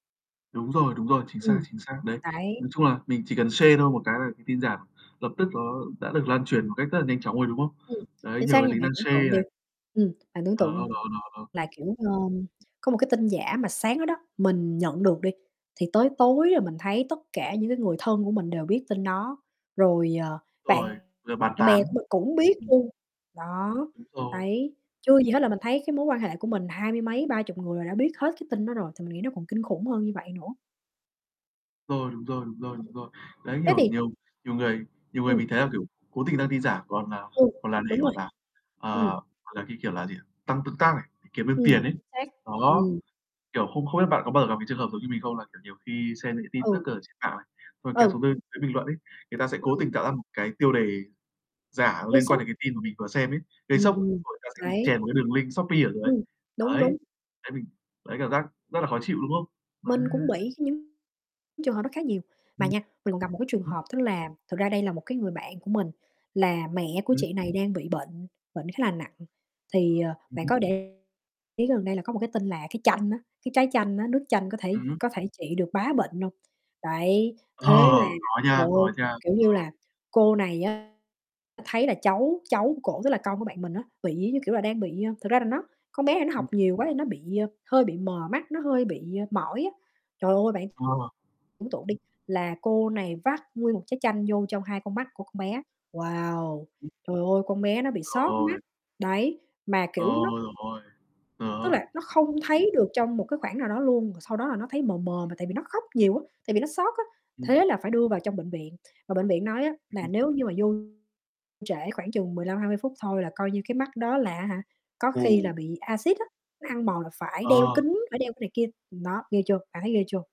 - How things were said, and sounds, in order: distorted speech; static; in English: "share"; in English: "share"; mechanical hum; other background noise; in English: "link"; tapping; other noise
- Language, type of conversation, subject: Vietnamese, unstructured, Bạn có lo ngại về việc thông tin sai lệch lan truyền nhanh không?